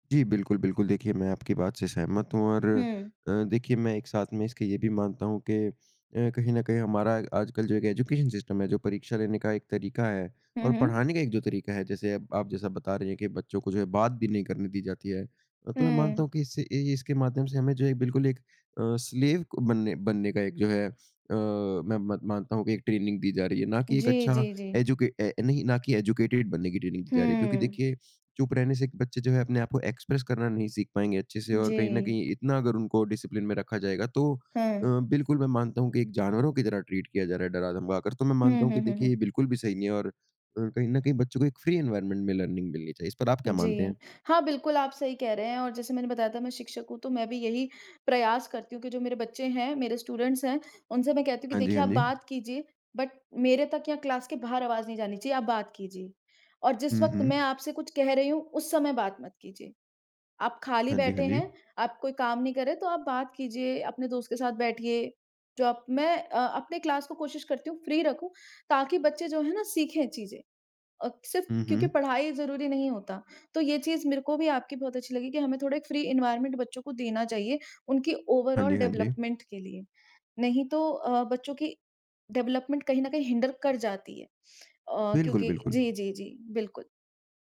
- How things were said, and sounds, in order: in English: "एजुकेशन सिस्टम"; in English: "स्लेव"; in English: "ट्रेनिंग"; in English: "एजुकेटेड"; in English: "ट्रेनिंग"; in English: "एक्स्प्रेस"; in English: "डिसप्लिन"; in English: "ट्रीट"; in English: "फ्री एनवायरनमेंट"; in English: "लर्निंग"; in English: "स्टूडेंट्स"; in English: "बट"; in English: "क्लास"; in English: "क्लास"; in English: "फ्री"; in English: "फ्री एनवायरनमेंट"; in English: "ओवरॉल डेवलपमेंट"; in English: "डेवलपमेंट"; in English: "हिन्डर"
- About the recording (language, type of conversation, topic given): Hindi, unstructured, क्या परीक्षा ही ज्ञान परखने का सही तरीका है?
- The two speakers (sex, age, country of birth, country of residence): male, 20-24, India, India; male, 30-34, India, India